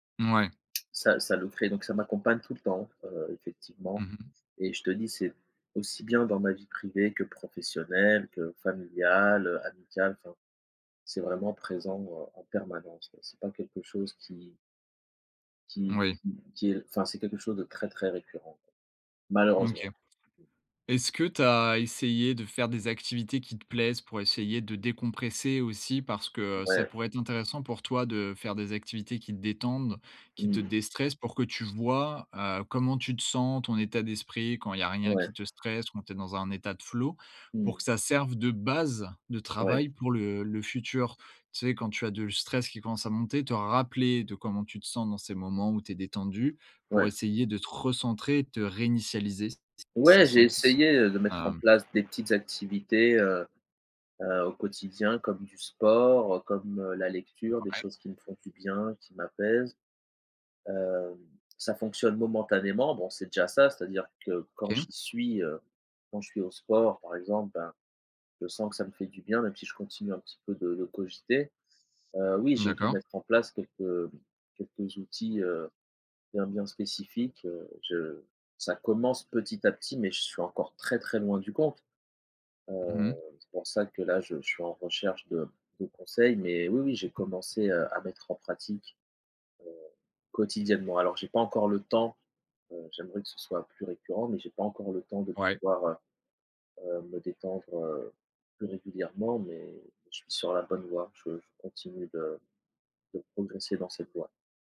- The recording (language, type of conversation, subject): French, advice, Comment réagissez-vous émotionnellement et de façon impulsive face au stress ?
- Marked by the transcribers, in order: other background noise; stressed: "rappeler"